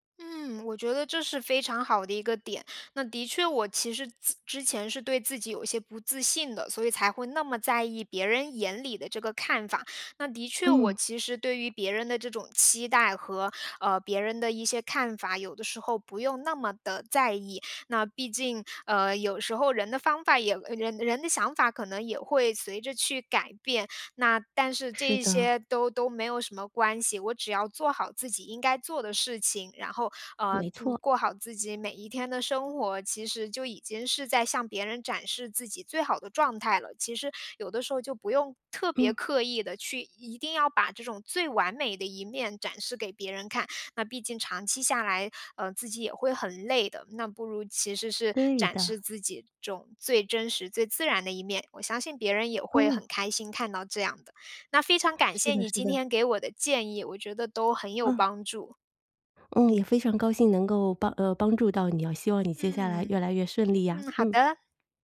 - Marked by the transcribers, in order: trusting: "对的"; joyful: "好的"
- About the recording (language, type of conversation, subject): Chinese, advice, 我对自己要求太高，怎样才能不那么累？